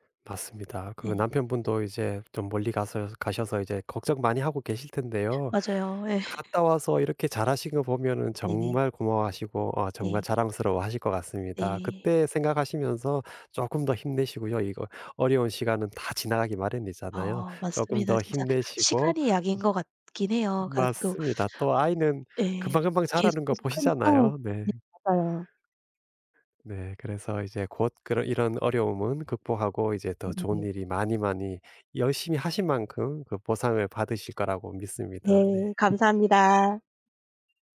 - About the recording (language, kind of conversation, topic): Korean, advice, 번아웃으로 의욕이 사라져 일상 유지가 어려운 상태를 어떻게 느끼시나요?
- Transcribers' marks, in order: other background noise; laughing while speaking: "예"; tapping